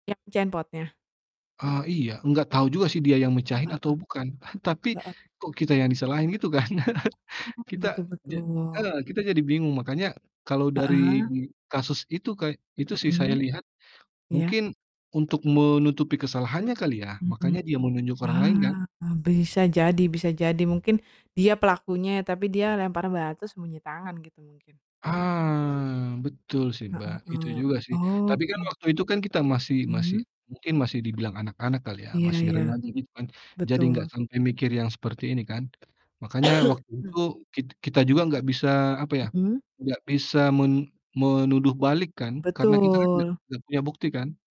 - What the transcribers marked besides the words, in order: distorted speech; chuckle; other background noise; chuckle; drawn out: "Ah"; cough
- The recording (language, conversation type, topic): Indonesian, unstructured, Apa pendapatmu tentang orang yang selalu menyalahkan orang lain?